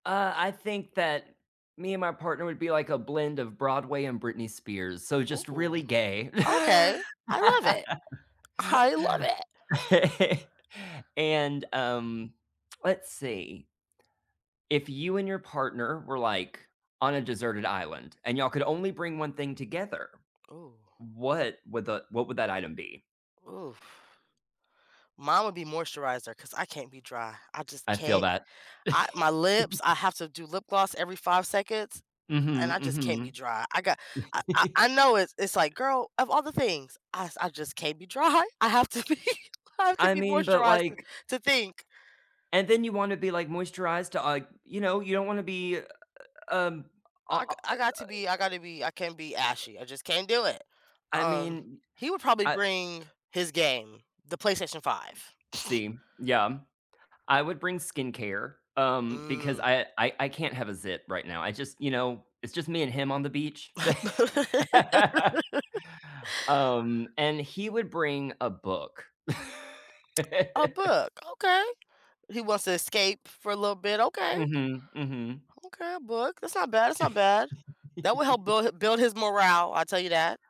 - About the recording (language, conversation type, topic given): English, unstructured, What small, consistent rituals help keep your relationships strong, and how did they start?
- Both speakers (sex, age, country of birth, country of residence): female, 30-34, United States, United States; male, 35-39, United States, United States
- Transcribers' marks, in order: other background noise; tapping; laugh; laugh; chuckle; laughing while speaking: "dry"; laughing while speaking: "be"; "like" said as "ike"; other noise; laugh; laugh; laugh; laugh; laugh